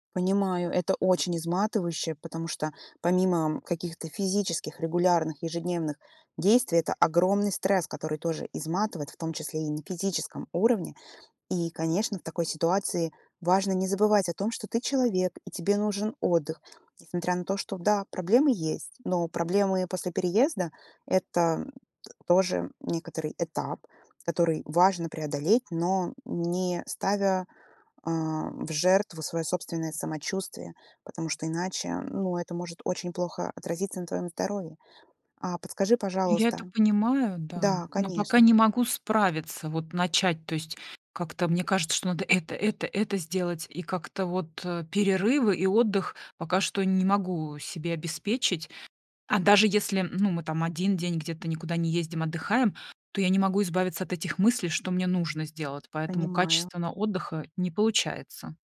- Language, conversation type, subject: Russian, advice, Как безопасно и уверенно переехать в другой город и начать жизнь с нуля?
- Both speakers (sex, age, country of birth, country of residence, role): female, 25-29, Russia, United States, advisor; female, 40-44, Russia, Mexico, user
- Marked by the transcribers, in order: none